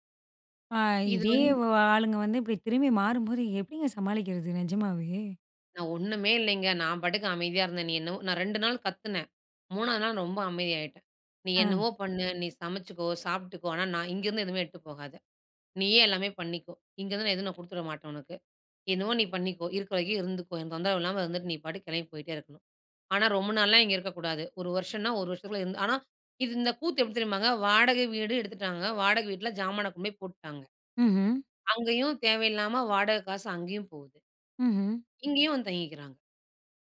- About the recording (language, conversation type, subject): Tamil, podcast, உறவுகளில் மாற்றங்கள் ஏற்படும் போது நீங்கள் அதை எப்படிச் சமாளிக்கிறீர்கள்?
- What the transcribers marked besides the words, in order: other background noise